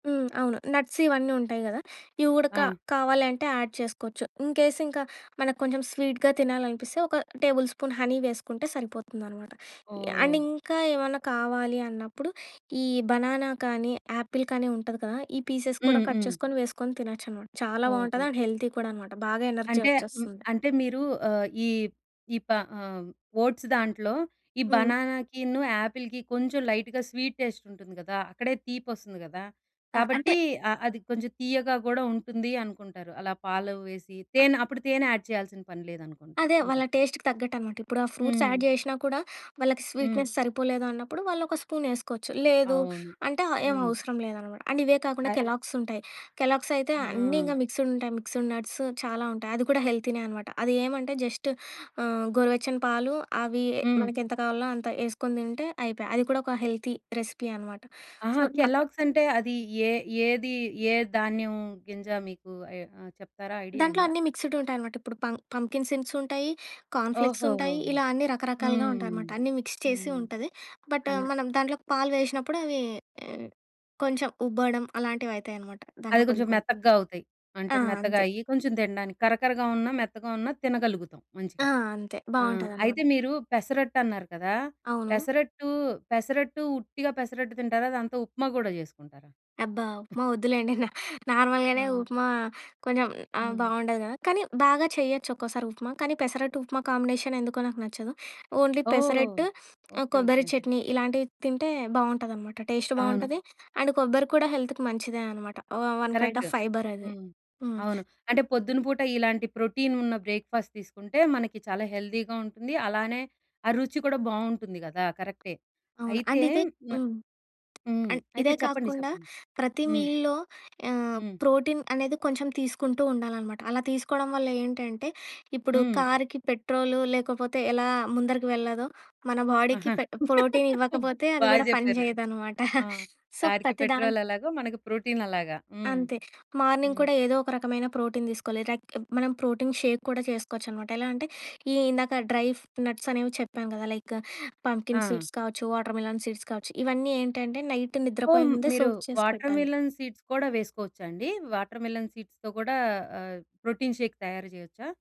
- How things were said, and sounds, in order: in English: "నట్స్"; in English: "యాడ్"; in English: "ఇన్‌కేస్"; in English: "స్వీట్‌గా"; in English: "టేబుల్ స్పూన్ హనీ"; in English: "అండ్"; in English: "బనానా"; in English: "పీసెస్"; in English: "కట్"; in English: "అండ్ హెల్తీ"; in English: "ఎనర్జీ"; in English: "లైట్‌గా స్వీట్ టేస్ట్"; in English: "యాడ్"; in English: "టేస్ట్‌కి"; in English: "ఫ్రూట్స్ యాడ్"; in English: "స్వీట్‌నెస్"; in English: "అండ్"; in English: "నట్స్"; in English: "హెల్తీనే"; in English: "జస్ట్"; in English: "హెల్తీ రెసిపీ"; in English: "సో"; in English: "పం పంప్‌కిన్"; in English: "కార్న్"; in English: "మిక్స్"; other noise; laughing while speaking: "వద్దులెండి. నా"; in English: "నార్మల్‌గానే"; in English: "కాంబినేషన్"; in English: "ఓన్లి"; in English: "అండ్"; in English: "హెల్త్‌కి"; in English: "వ వన్ కైండ్ ఆఫ్"; in English: "బ్రేక్‌ఫాస్ట్"; in English: "హెల్తీ‌గా"; tapping; in English: "అండ్"; in English: "అండ్"; in English: "మీల్‌లో"; laughing while speaking: "బా జెప్పారు"; chuckle; in English: "సో"; in English: "మార్నింగ్"; in English: "ప్రోటీన్"; in English: "ప్రోటీన్ షేక్"; in English: "పంప్‌కిన్ సీడ్స్"; in English: "వాటర్‌మిలన్ సీడ్స్"; in English: "నైట్"; in English: "సోక్"; in English: "వాటర్‌మిలన్ సీడ్స్"; in English: "వాటర్‌మిలన్ సీడ్స్‌తో"; in English: "ప్రోటీన్ షేక్"
- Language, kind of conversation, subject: Telugu, podcast, వంటను ఆరోగ్యంగా చేస్తూనే రుచిని ఎలా నిలబెట్టుకుంటారు?